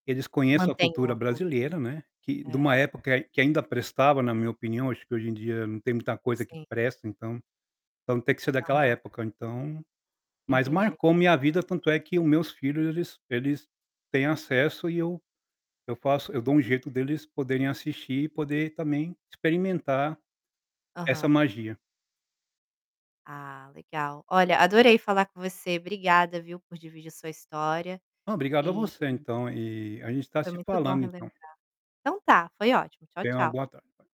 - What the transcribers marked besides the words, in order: static; distorted speech; other noise
- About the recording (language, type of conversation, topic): Portuguese, podcast, Qual história te marcou na infância?